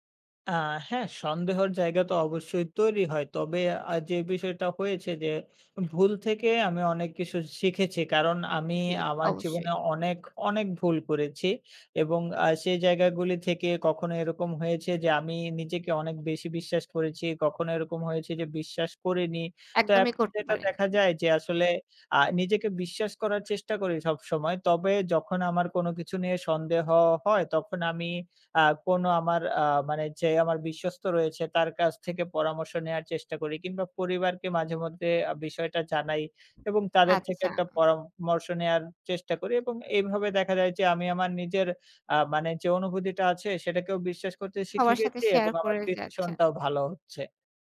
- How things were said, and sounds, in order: tapping; other background noise
- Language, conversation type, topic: Bengali, podcast, নিজের অনুভূতিকে কখন বিশ্বাস করবেন, আর কখন সন্দেহ করবেন?